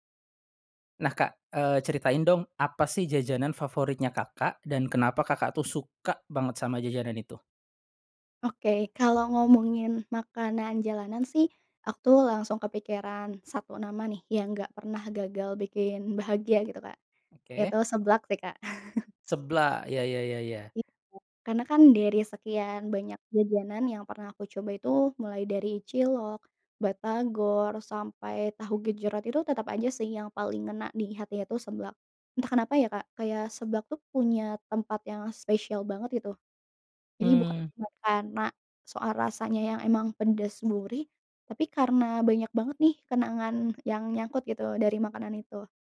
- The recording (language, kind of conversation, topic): Indonesian, podcast, Apa makanan kaki lima favoritmu, dan kenapa kamu menyukainya?
- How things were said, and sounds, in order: chuckle